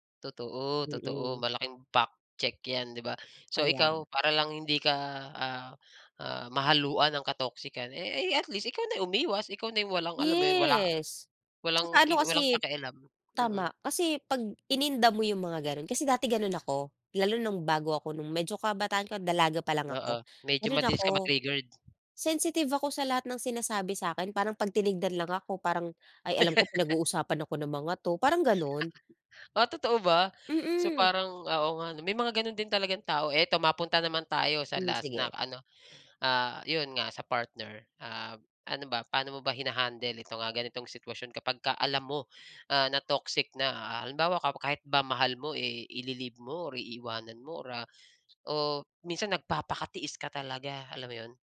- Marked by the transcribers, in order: tapping; "mabilis" said as "madilis"; laugh
- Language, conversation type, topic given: Filipino, podcast, Paano mo pinoprotektahan ang sarili mo sa hindi malusog na samahan?